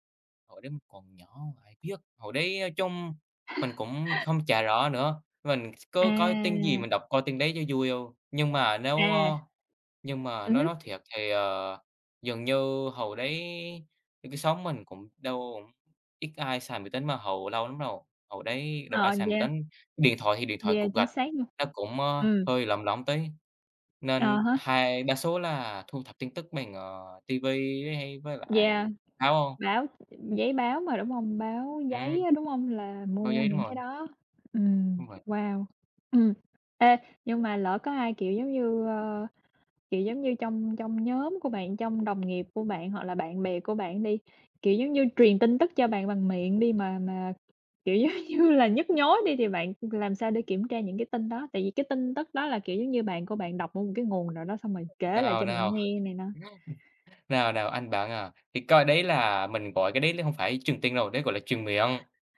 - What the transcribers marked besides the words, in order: tapping; laugh; laughing while speaking: "giống như"; laugh
- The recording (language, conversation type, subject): Vietnamese, unstructured, Bạn có tin tưởng các nguồn tin tức không, và vì sao?